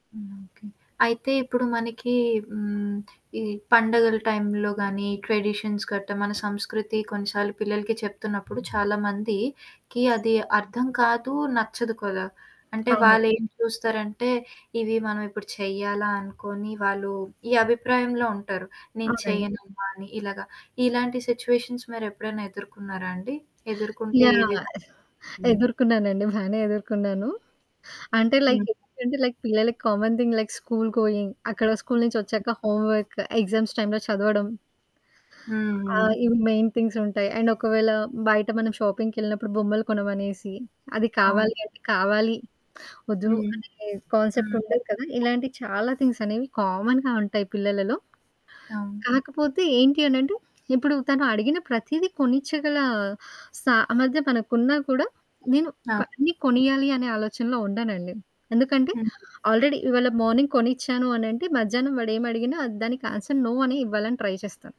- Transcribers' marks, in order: static; in English: "ట్రెడిషన్స్"; other background noise; distorted speech; in English: "సిట్యుయేషన్స్"; in English: "లైక్"; in English: "లైక్"; in English: "కామన్ థింగ్. లైక్ స్కూల్ గోయింగ్"; in English: "హోంవర్క్, ఎగ్జామ్స్ టైమ్‌లో"; in English: "మెయిన్ థింగ్స్"; in English: "అండ్"; in English: "కాన్సెప్ట్"; in English: "థింగ్స్"; in English: "కామన్‌గా"; in English: "ఆల్రెడీ"; in English: "మార్నింగ్"; in English: "ఆన్సర్, నో"; in English: "ట్రై"
- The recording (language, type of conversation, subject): Telugu, podcast, పిల్లల పట్ల మీ ప్రేమను మీరు ఎలా వ్యక్తపరుస్తారు?